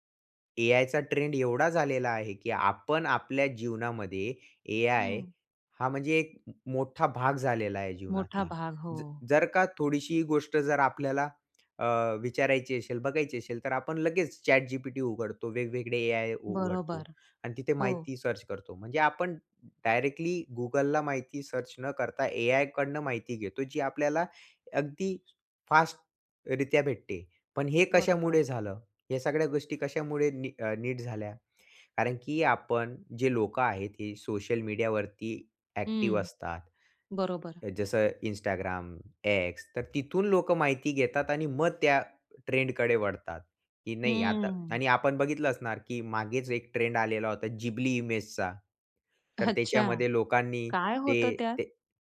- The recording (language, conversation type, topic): Marathi, podcast, सोशल मीडियावर सध्या काय ट्रेंड होत आहे आणि तू त्याकडे लक्ष का देतोस?
- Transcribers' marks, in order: in English: "सर्च"; in English: "सर्च"; tapping; laughing while speaking: "अच्छा"